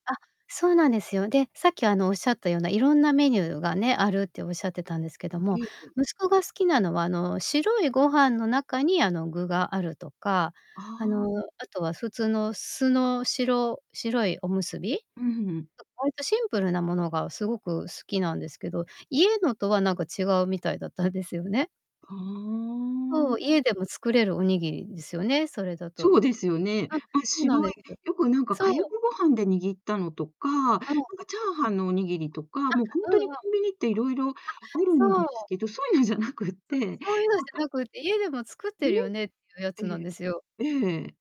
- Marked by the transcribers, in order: distorted speech; laughing while speaking: "ですよね"; drawn out: "ふーん"; other background noise; laughing while speaking: "そういうのじゃなくって"; chuckle
- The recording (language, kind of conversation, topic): Japanese, podcast, 料理でよく作るお気に入りのメニューは何ですか？